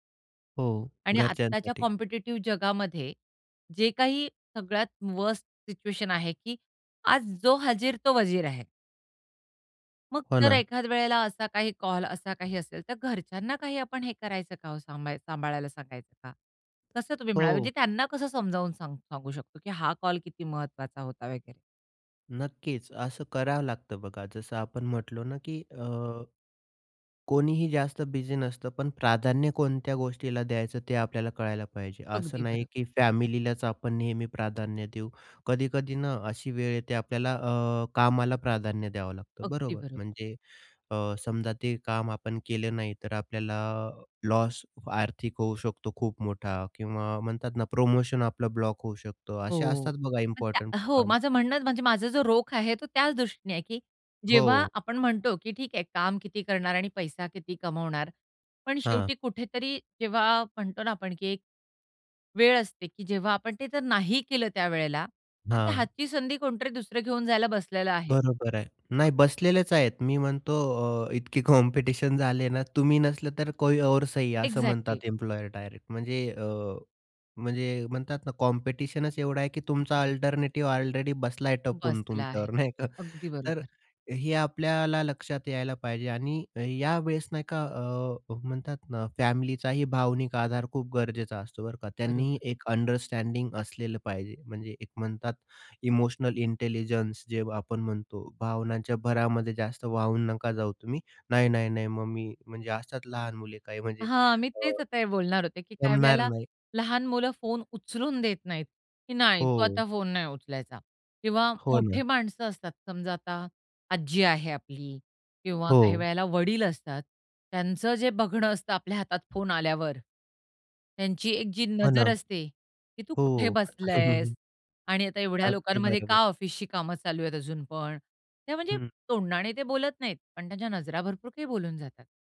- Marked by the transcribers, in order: in English: "कॉम्पिटिटिव"; in English: "वर्स्ट सिच्युएशन"; in English: "बिझी"; in English: "फॅमिलीलाच"; in English: "लॉस"; in English: "प्रोमोशन"; in English: "ब्लॉक"; in English: "इम्पॉर्टंट"; tapping; in English: "कॉम्पिटिशन"; in Hindi: "कोई और सही"; in English: "एकझॅक्टली"; in English: "एम्प्लॉयर"; in English: "कॉम्पिटिशनच"; in English: "अल्टरनेटिव्ह ऑलरेडी"; laughing while speaking: "नाही का"; in English: "फॅमिलीचाही"; in English: "अंडरस्टँडिंग"; in English: "इमोशनल इंटेलिजन्स"; put-on voice: "नाही, तु आता फोन नाही उचलायचा"
- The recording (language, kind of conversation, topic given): Marathi, podcast, फोन बाजूला ठेवून जेवताना तुम्हाला कसं वाटतं?